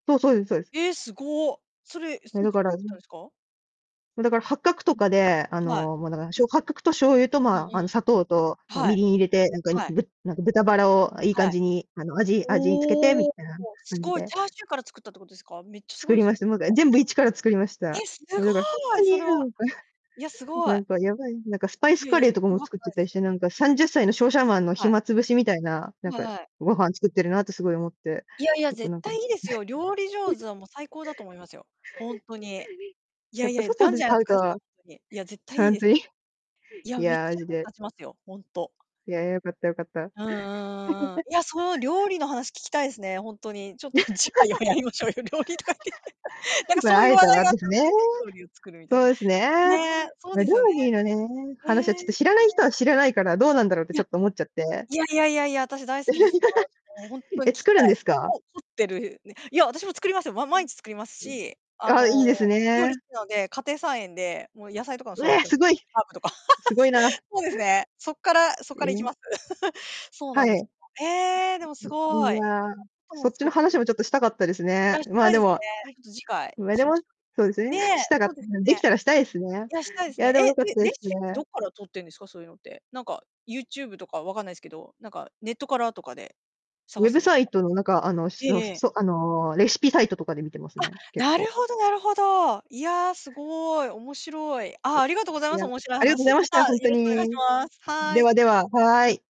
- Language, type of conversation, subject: Japanese, unstructured, ストレスを感じたとき、どのようにリラックスしていますか？
- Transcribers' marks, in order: distorted speech; unintelligible speech; surprised: "え、すごい"; giggle; laugh; laugh; laughing while speaking: "次回はやりましょうよ、料理とか言って"; laugh; unintelligible speech; laugh; laugh; unintelligible speech; unintelligible speech; unintelligible speech; other background noise